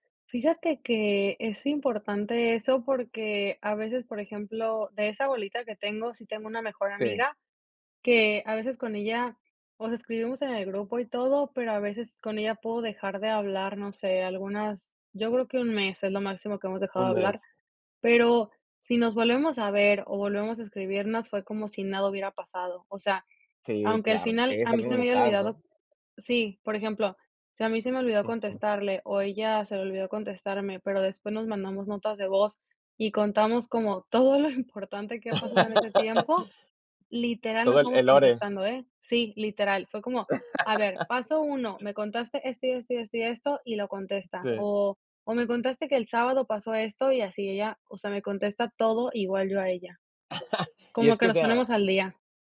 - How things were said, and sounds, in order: laugh; laugh; other background noise; laugh
- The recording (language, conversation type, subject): Spanish, podcast, ¿Cómo mantienes amistades cuando cambian tus prioridades?